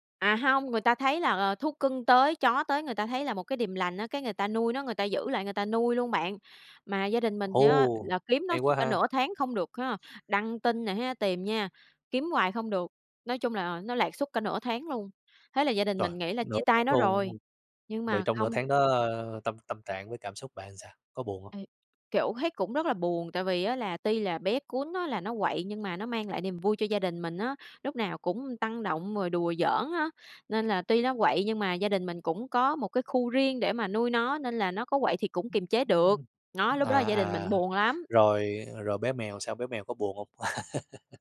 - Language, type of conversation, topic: Vietnamese, podcast, Bạn có thể chia sẻ một kỷ niệm vui với thú nuôi của bạn không?
- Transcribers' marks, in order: tapping; other background noise; unintelligible speech; laugh